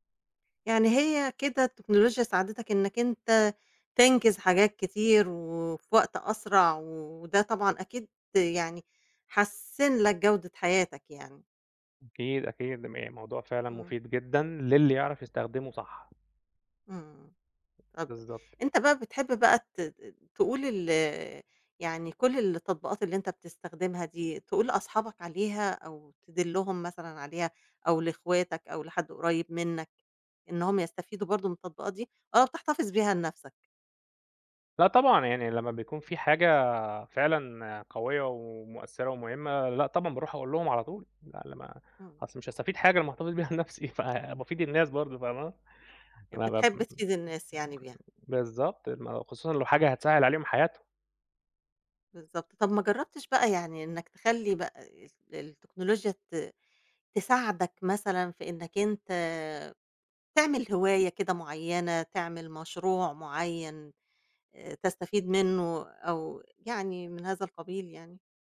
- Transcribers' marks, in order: unintelligible speech; tapping; laughing while speaking: "بيها لنَفْسي"; other noise
- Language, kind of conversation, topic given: Arabic, podcast, إزاي التكنولوجيا غيّرت روتينك اليومي؟